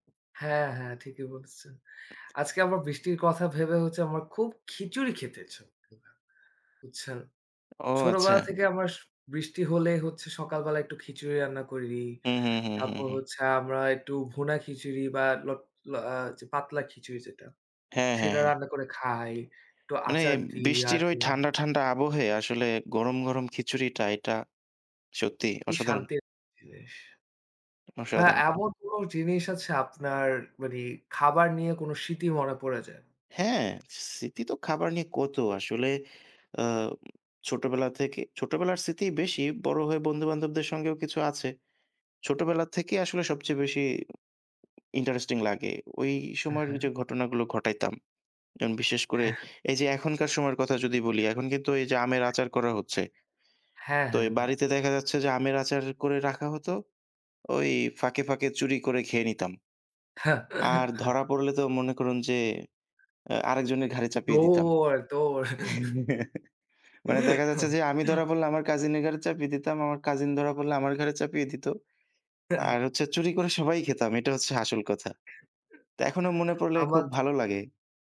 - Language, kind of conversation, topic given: Bengali, unstructured, খাবার নিয়ে আপনার সবচেয়ে মজার স্মৃতিটি কী?
- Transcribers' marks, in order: other noise; tapping; other background noise; laugh; chuckle; drawn out: "দৌড়"; chuckle; chuckle; chuckle